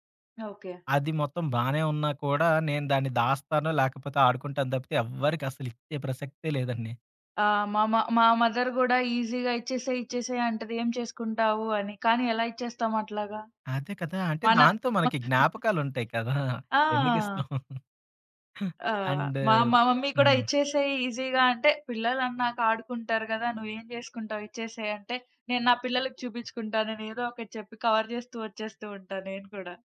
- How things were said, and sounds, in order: stressed: "ఎవ్వరికి"; in English: "మదర్"; in English: "ఈజీగా"; chuckle; chuckle; other background noise; in English: "అండ్"; in English: "ఈజీగా"; in English: "కవర్"
- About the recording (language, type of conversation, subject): Telugu, podcast, ఇంట్లో మీకు అత్యంత విలువైన వస్తువు ఏది, ఎందుకు?